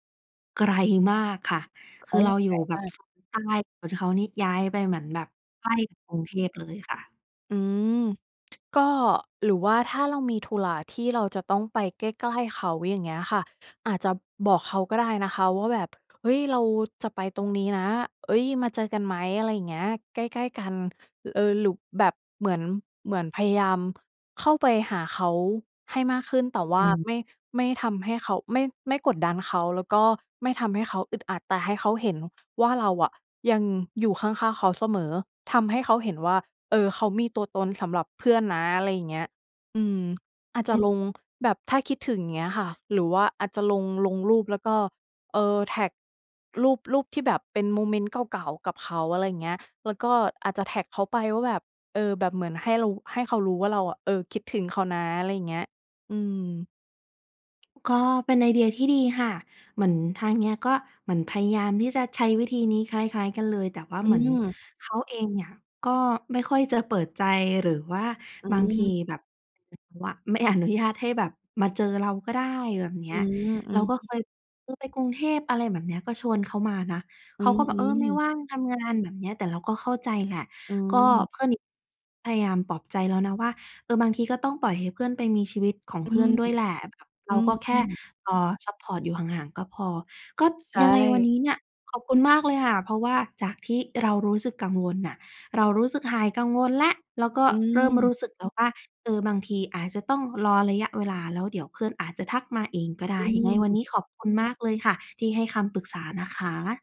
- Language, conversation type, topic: Thai, advice, เพื่อนสนิทของคุณเปลี่ยนไปอย่างไร และความสัมพันธ์ของคุณกับเขาหรือเธอเปลี่ยนไปอย่างไรบ้าง?
- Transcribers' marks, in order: tapping; other background noise